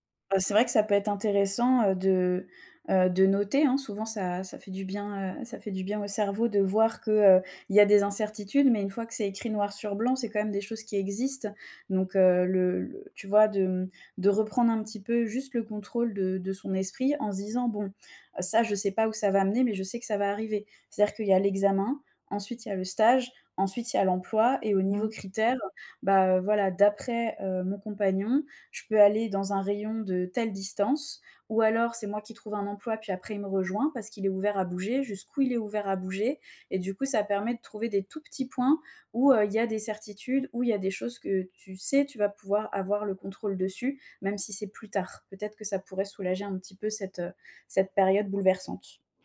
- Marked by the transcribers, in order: none
- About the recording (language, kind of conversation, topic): French, advice, Comment accepter et gérer l’incertitude dans ma vie alors que tout change si vite ?
- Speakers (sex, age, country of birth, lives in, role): female, 25-29, France, France, advisor; female, 30-34, France, France, user